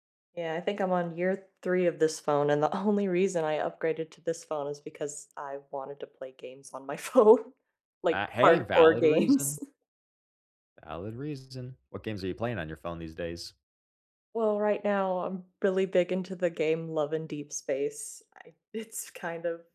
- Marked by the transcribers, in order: laughing while speaking: "only"; tapping; laughing while speaking: "phone"; laughing while speaking: "games"
- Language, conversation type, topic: English, unstructured, Why do you think some tech companies ignore customer complaints?
- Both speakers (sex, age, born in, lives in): female, 30-34, United States, United States; male, 30-34, United States, United States